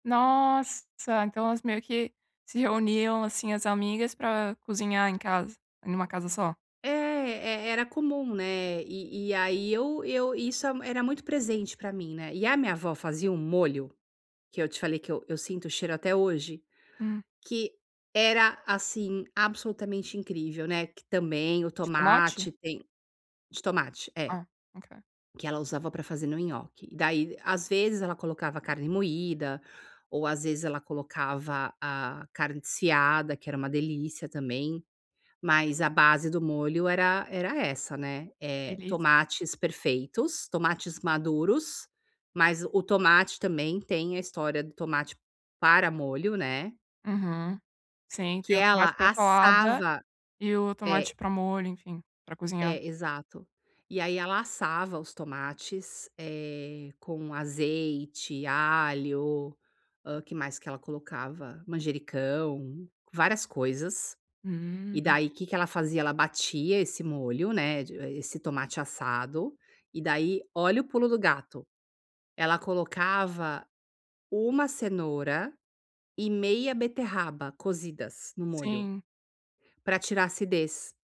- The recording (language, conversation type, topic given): Portuguese, podcast, Como a comida da sua família te conecta às suas raízes?
- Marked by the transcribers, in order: stressed: "Nossa"; tapping